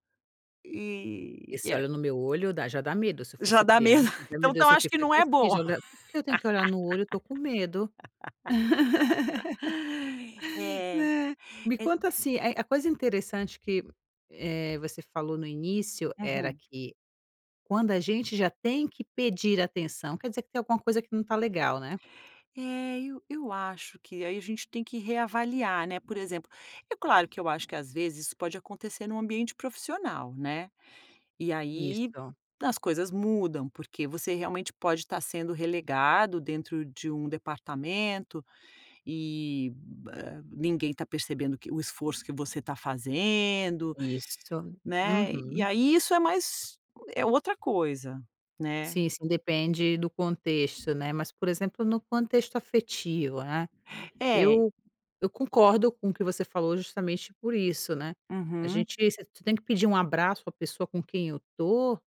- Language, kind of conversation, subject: Portuguese, podcast, Como posso pedir mais atenção sem criar tensão?
- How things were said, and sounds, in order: chuckle; tapping; put-on voice: "Meu Deus, o que que … estou com medo"; laugh; other background noise